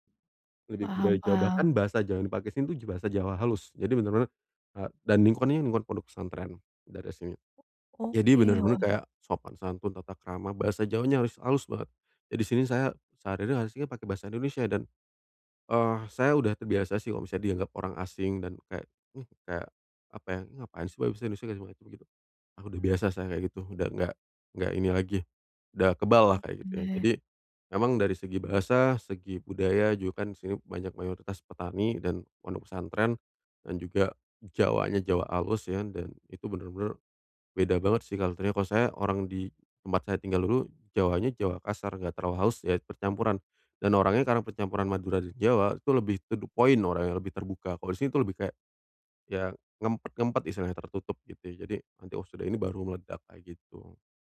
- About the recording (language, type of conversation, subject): Indonesian, advice, Bagaimana cara menyesuaikan diri dengan kebiasaan sosial baru setelah pindah ke daerah yang normanya berbeda?
- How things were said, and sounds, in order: other background noise; unintelligible speech; in English: "to the point"; in Javanese: "ngempet-ngempet"